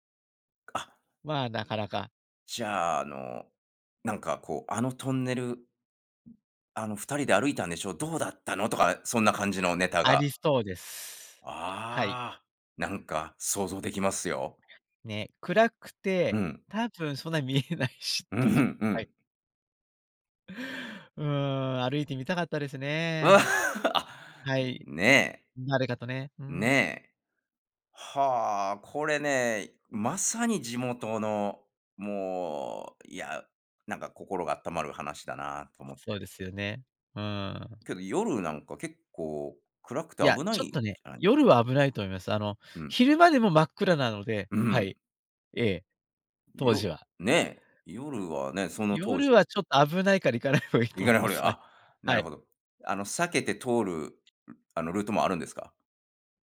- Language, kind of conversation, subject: Japanese, podcast, 地元の人しか知らない穴場スポットを教えていただけますか？
- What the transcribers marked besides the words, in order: laughing while speaking: "見えないしっていう"; laughing while speaking: "う、ふん"; laugh; laughing while speaking: "行かない方がいいと思います。はい"